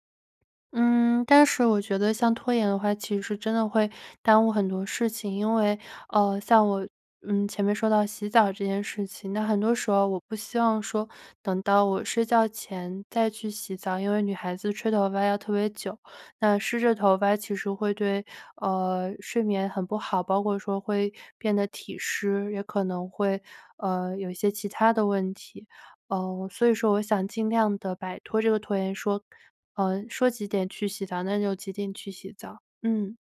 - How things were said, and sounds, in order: none
- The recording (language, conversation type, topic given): Chinese, advice, 你会因为太累而忽视个人卫生吗？